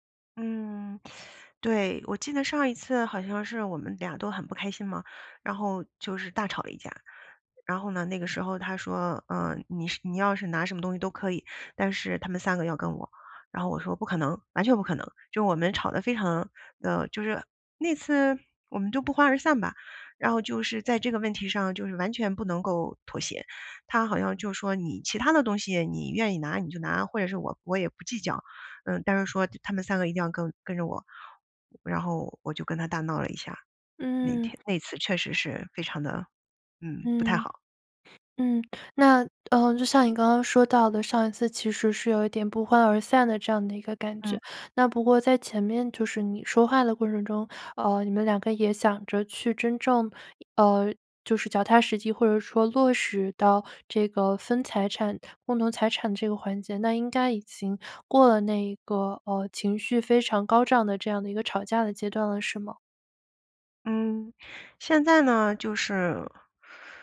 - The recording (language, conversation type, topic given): Chinese, advice, 分手后共同财产或宠物的归属与安排发生纠纷，该怎么办？
- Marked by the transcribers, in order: teeth sucking